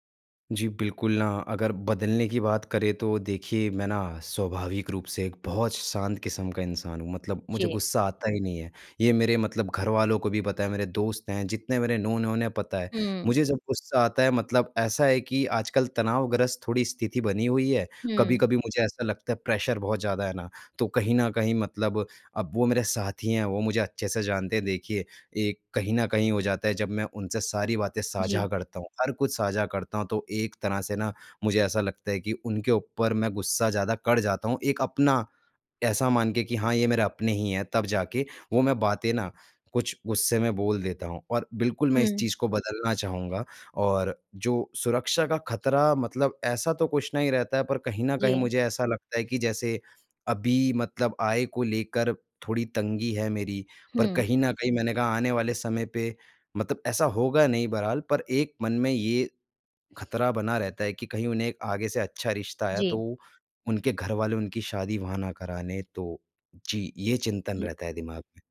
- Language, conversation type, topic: Hindi, advice, क्या आपके साथी के साथ बार-बार तीखी झड़पें होती हैं?
- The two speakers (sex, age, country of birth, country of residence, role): female, 20-24, India, India, advisor; male, 25-29, India, India, user
- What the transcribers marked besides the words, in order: in English: "नोन"; in English: "प्रेशर"; other background noise